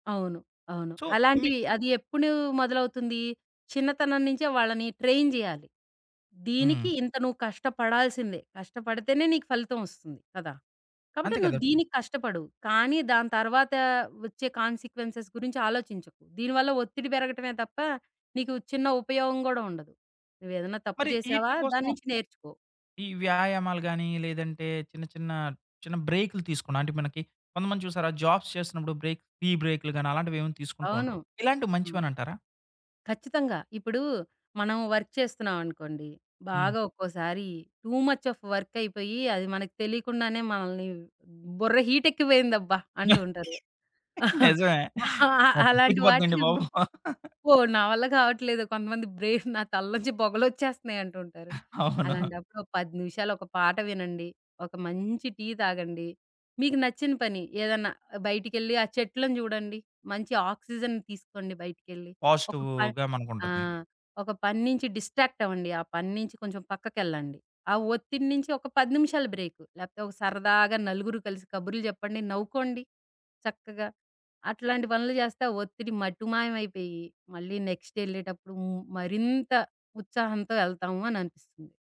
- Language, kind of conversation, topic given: Telugu, podcast, ఒత్తిడి తగ్గించుకోవడానికి మీరు ఇష్టపడే చిన్న అలవాటు ఏది?
- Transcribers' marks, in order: in English: "సో"; in English: "ట్రైన్"; other background noise; in English: "కాన్సీక్వెన్సెస్"; in English: "జాబ్స్"; in English: "బ్రేక్"; in English: "వర్క్"; in English: "టూ ముచ్ ఆఫ్ వర్క్"; in English: "హీట్"; chuckle; chuckle; in English: "బ్రెయిన్"; in English: "పాజిటివ్‌గా"; in English: "డిస్ట్రాక్ట్"; in English: "బ్రేక్"; in English: "నెక్స్ట్"